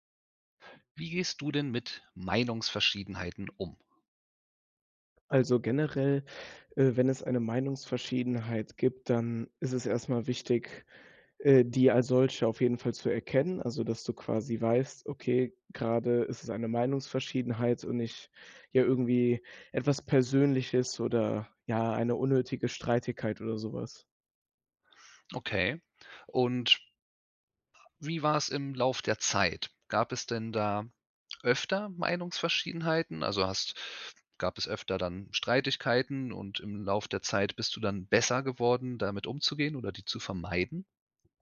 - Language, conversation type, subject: German, podcast, Wie gehst du mit Meinungsverschiedenheiten um?
- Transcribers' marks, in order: other background noise